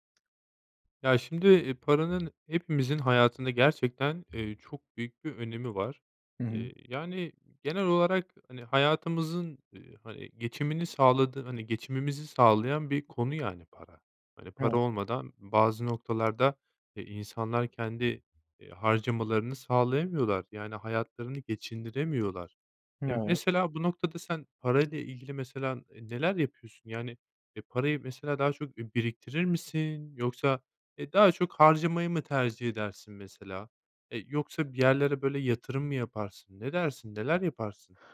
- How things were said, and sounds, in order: other background noise; unintelligible speech
- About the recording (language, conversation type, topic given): Turkish, podcast, Para biriktirmeyi mi, harcamayı mı yoksa yatırım yapmayı mı tercih edersin?